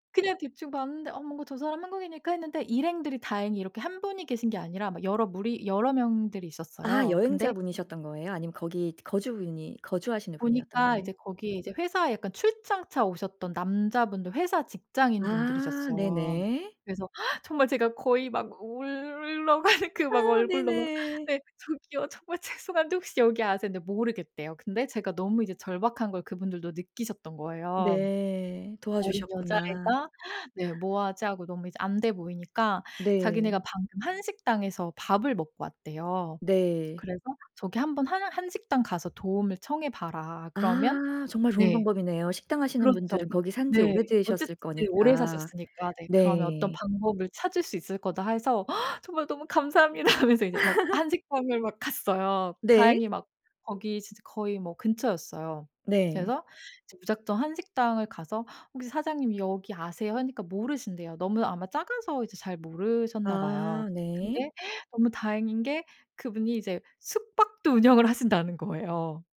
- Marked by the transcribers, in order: other background noise; laughing while speaking: "가는"; put-on voice: "네 저기요. 정말 죄송한데 혹시"; laughing while speaking: "감사합니다"; laugh; joyful: "숙박도 운영을 하신다는 거예요"
- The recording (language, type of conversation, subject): Korean, podcast, 여행 중 가장 큰 실수는 뭐였어?